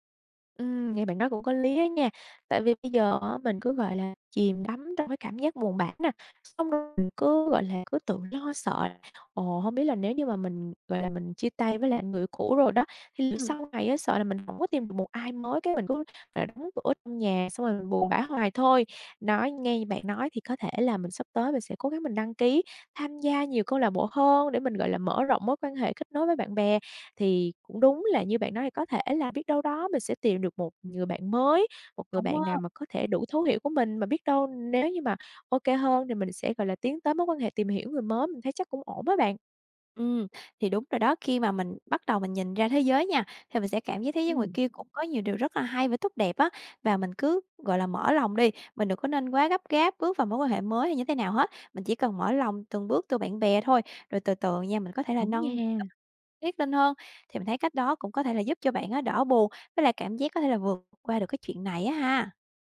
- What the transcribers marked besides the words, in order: other background noise; tapping; unintelligible speech; unintelligible speech; unintelligible speech
- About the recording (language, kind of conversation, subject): Vietnamese, advice, Sau khi chia tay một mối quan hệ lâu năm, vì sao tôi cảm thấy trống rỗng và vô cảm?